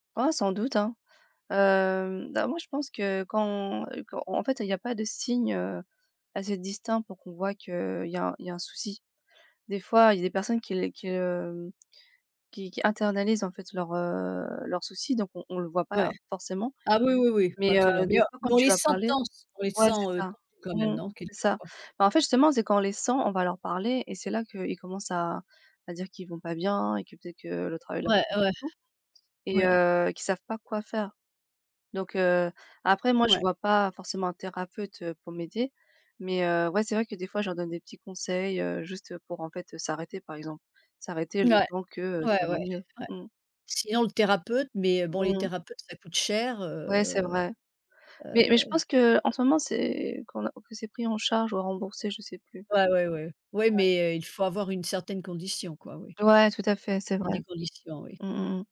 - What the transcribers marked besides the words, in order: none
- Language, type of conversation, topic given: French, unstructured, Pourquoi est-il important de prendre soin de sa santé mentale ?